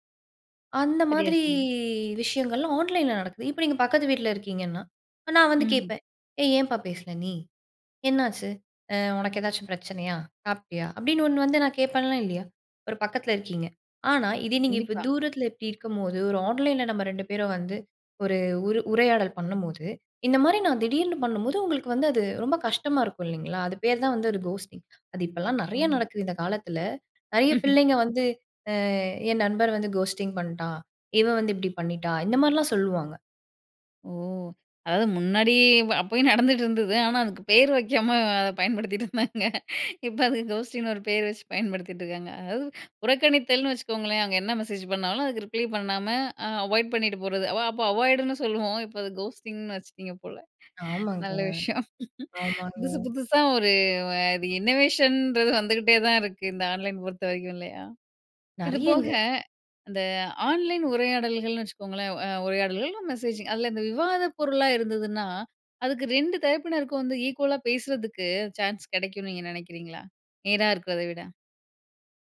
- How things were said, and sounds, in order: drawn out: "மாதிரி"; other background noise; in English: "கோஸ்ட்டிங்"; chuckle; in English: "கோஸ்ட்டிங்"; surprised: "ஓ!"; laughing while speaking: "பயன்படுத்திட்டிருந்தாங்க. இப்ப அதுக்கு கோஸ்டிங்ன்னு ஒரு பேரு வச்சு பயன்படுத்திட்டிருக்காங்க"; in English: "கோஸ்டிங்ன்னு"; surprised: "ஆமாங்க, ஆமாங்க"; in English: "கோஸ்ட்டிங்னு"; laughing while speaking: "நல்ல விஷயம். புதுசு"; scoff; in English: "மெசேஜிங்"
- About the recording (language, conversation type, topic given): Tamil, podcast, ஆன்லைன் மற்றும் நேரடி உறவுகளுக்கு சீரான சமநிலையை எப்படி பராமரிப்பது?